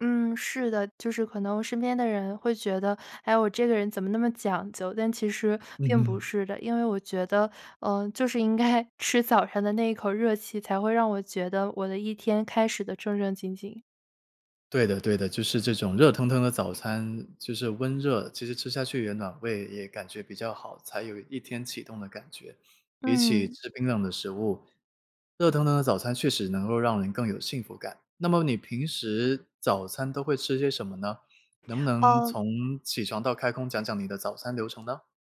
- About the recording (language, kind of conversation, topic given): Chinese, podcast, 你吃早餐时通常有哪些固定的习惯或偏好？
- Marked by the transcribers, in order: laughing while speaking: "应该"